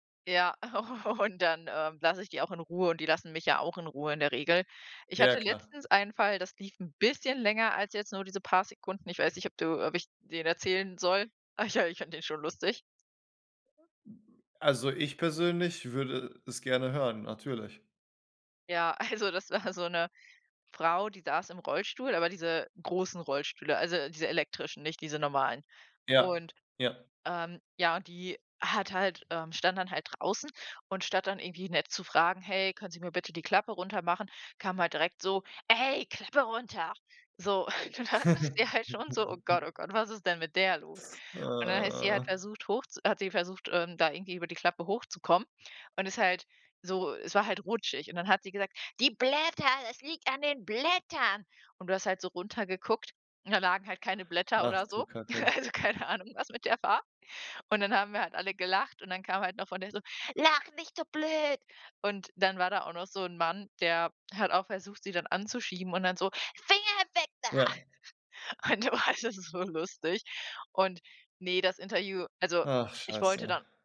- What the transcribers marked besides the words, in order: laughing while speaking: "und dann"; stressed: "bisschen"; laughing while speaking: "Ach ja"; other background noise; laughing while speaking: "also, das war"; laughing while speaking: "Ey, Klappe runter!"; laughing while speaking: "Und dann dachte ich halt schon so"; giggle; other noise; put-on voice: "Die Blätter, das liegt an den Blättern"; laughing while speaking: "Also keine Ahnung, was mit der war"; put-on voice: "Lacht nicht so blöd!"; put-on voice: "Finger weg da!"; laughing while speaking: "Und wa"; unintelligible speech
- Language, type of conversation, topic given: German, podcast, Wie hast du während der Umstellung Beruf und Privatleben in Balance gehalten?